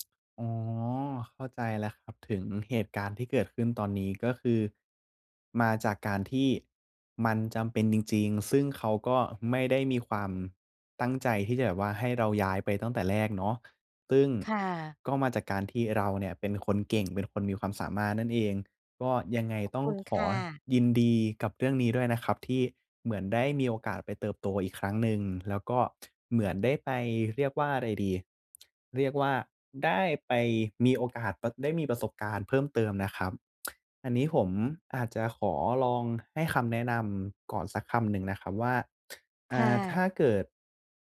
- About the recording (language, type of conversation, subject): Thai, advice, ฉันจะปรับตัวเข้ากับวัฒนธรรมและสถานที่ใหม่ได้อย่างไร?
- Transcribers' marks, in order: other noise; tsk